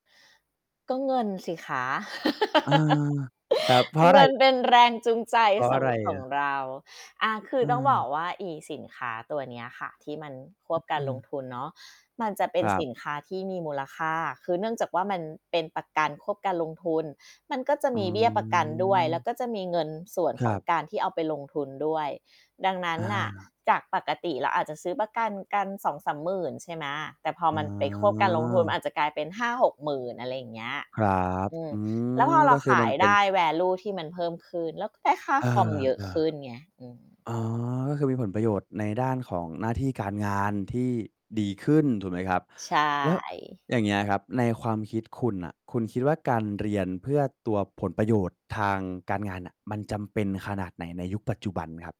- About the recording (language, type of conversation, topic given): Thai, podcast, คุณมองว่าการเรียนของคุณเป็นไปเพื่อความสุข หรือเพื่อประโยชน์ต่อการทำงานมากกว่ากัน?
- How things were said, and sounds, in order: laugh; distorted speech; in English: "value"